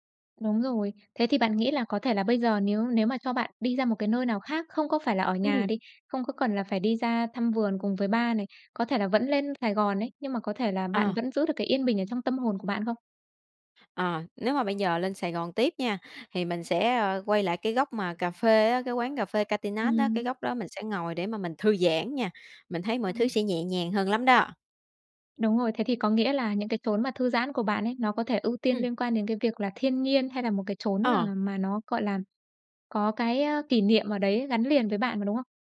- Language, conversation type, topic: Vietnamese, podcast, Bạn có thể kể về một lần bạn tìm được một nơi yên tĩnh để ngồi lại và suy nghĩ không?
- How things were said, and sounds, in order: tapping